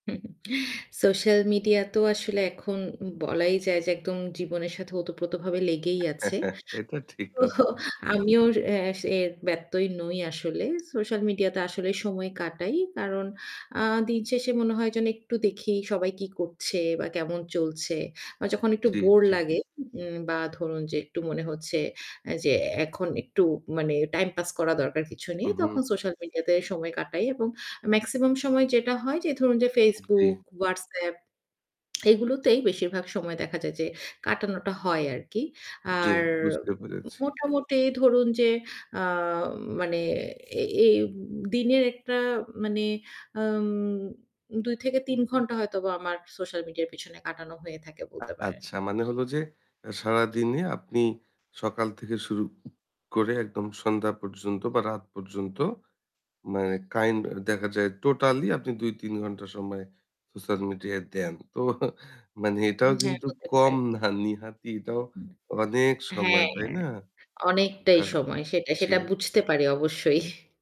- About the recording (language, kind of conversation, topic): Bengali, podcast, সামাজিক মাধ্যমে সময় কাটানোর আপনার অভ্যাস কেমন?
- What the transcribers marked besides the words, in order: chuckle; static; chuckle; laughing while speaking: "তো আমিও"; other background noise; drawn out: "আর"; distorted speech; laughing while speaking: "তো মানে এটাও কিন্তু কম না, নেহাতই"; laughing while speaking: "অবশ্যই"